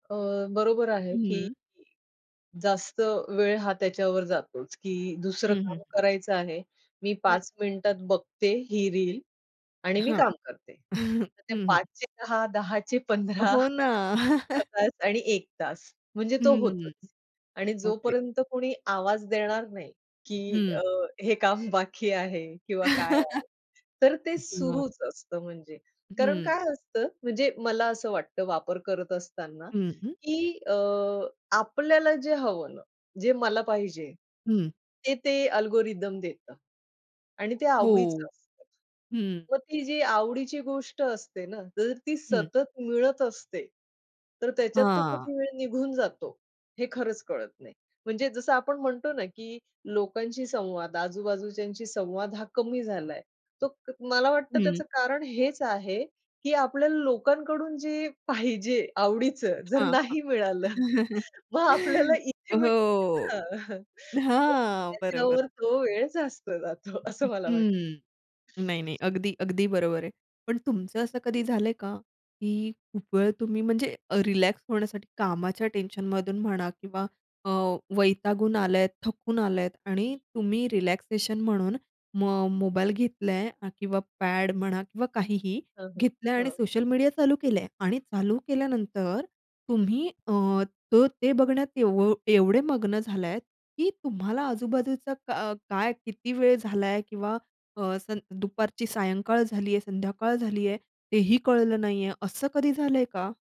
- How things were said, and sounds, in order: other background noise; chuckle; chuckle; chuckle; tapping; in English: "अल्गोरिदम"; laughing while speaking: "पाहिजे आवडीचं जर नाही मिळालं मग आपल्याला इथे मिळतं ना"; chuckle; laughing while speaking: "जास्त जातो असं मला वाटतं"
- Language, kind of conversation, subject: Marathi, podcast, सोशल मीडियावर वेळ घालवल्यानंतर तुम्हाला कसे वाटते?